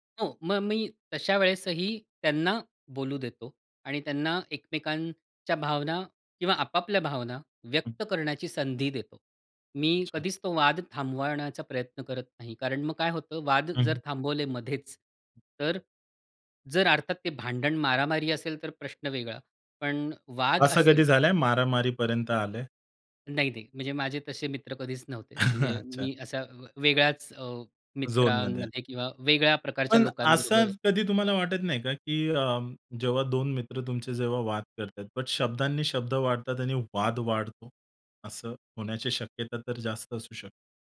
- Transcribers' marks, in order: other background noise; laugh; in English: "झोनमध्ये"; horn
- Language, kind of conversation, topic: Marathi, podcast, वाद वाढू न देता आपण स्वतःला शांत कसे ठेवता?